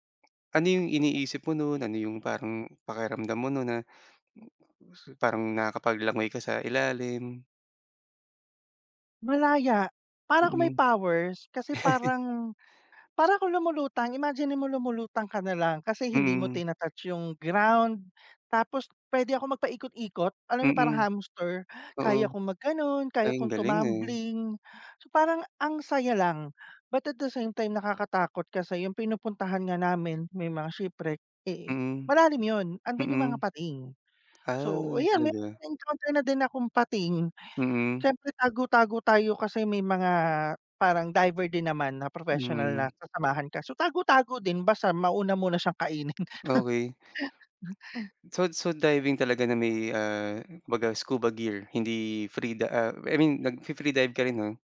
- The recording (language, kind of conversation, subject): Filipino, unstructured, Ano ang paborito mong libangan tuwing bakasyon?
- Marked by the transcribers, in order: other background noise; other noise; chuckle; tapping; in English: "shipwreck"; chuckle; in English: "scuba gear"